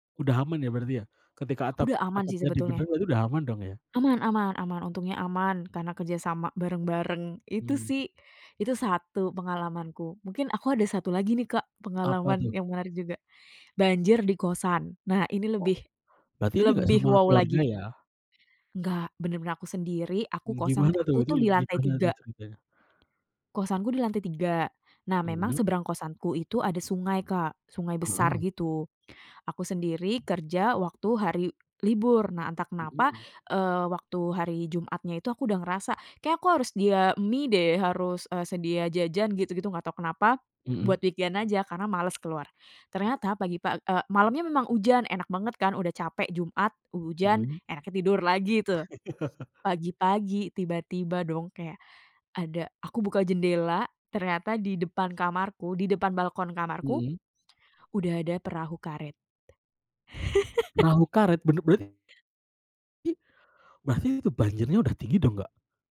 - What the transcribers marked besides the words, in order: tapping; in English: "weekend"; chuckle; laugh; other background noise
- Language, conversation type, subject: Indonesian, podcast, Apa pengalamanmu menghadapi banjir atau kekeringan di lingkunganmu?